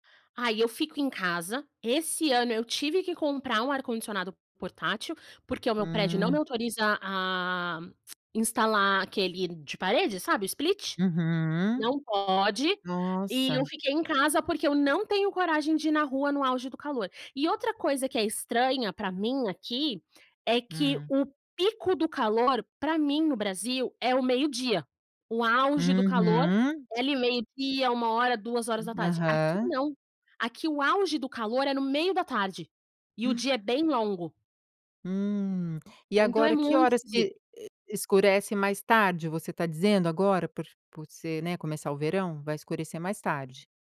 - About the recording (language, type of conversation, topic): Portuguese, podcast, Que sinais de clima extremo você notou nas estações recentes?
- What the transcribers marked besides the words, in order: tongue click; gasp